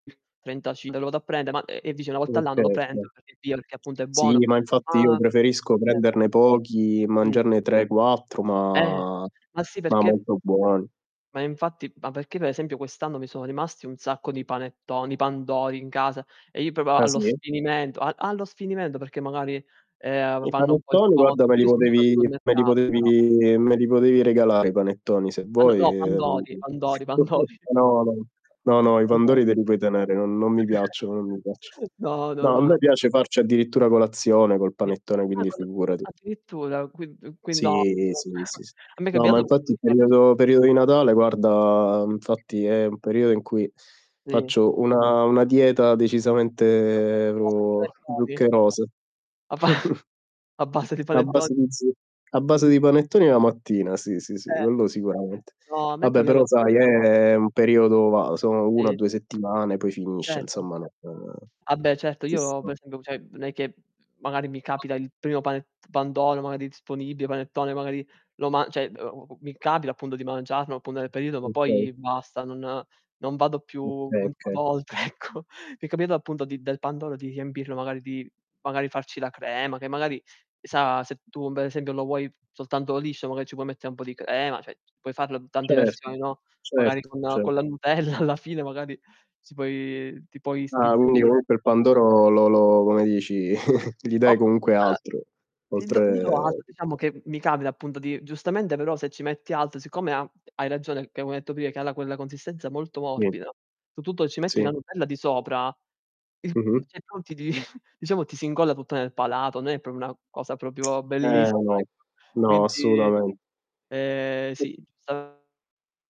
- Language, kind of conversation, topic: Italian, unstructured, Tra panettone e pandoro, quale dolce natalizio ami di più e perché?
- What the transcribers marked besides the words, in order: other background noise; tapping; distorted speech; drawn out: "ma"; static; "proprio" said as "propio"; unintelligible speech; chuckle; laughing while speaking: "pandori"; chuckle; unintelligible speech; chuckle; unintelligible speech; drawn out: "decisamente"; laughing while speaking: "A ba A base di panetto"; chuckle; drawn out: "è"; "cioè" said as "ceh"; "cioè" said as "ceh"; "appunto" said as "appundo"; laughing while speaking: "a volte ecco"; "cioè" said as "ceh"; laughing while speaking: "nutella"; unintelligible speech; chuckle; unintelligible speech; drawn out: "oltre"; unintelligible speech; chuckle; "proprio" said as "propio"; "proprio" said as "propio"; unintelligible speech; unintelligible speech